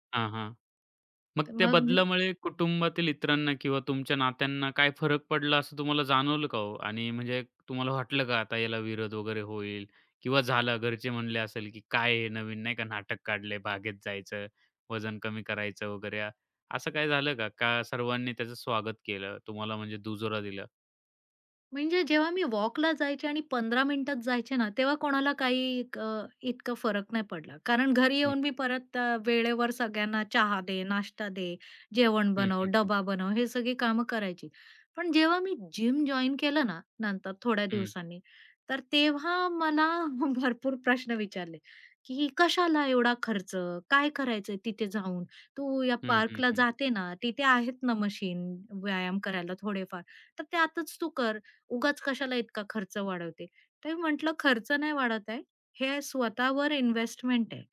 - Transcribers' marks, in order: unintelligible speech; tapping; in English: "जिम जॉइन"; chuckle
- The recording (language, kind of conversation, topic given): Marathi, podcast, तुमच्या मुलांबरोबर किंवा कुटुंबासोबत घडलेला असा कोणता क्षण आहे, ज्यामुळे तुम्ही बदललात?